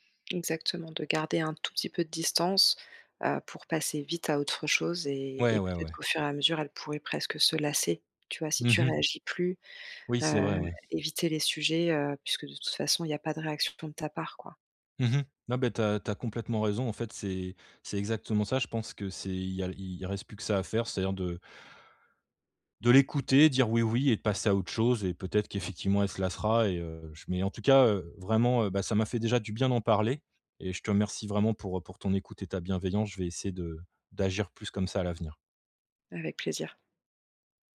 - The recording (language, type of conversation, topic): French, advice, Comment réagir lorsque ses proches donnent des conseils non sollicités ?
- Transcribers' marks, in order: other background noise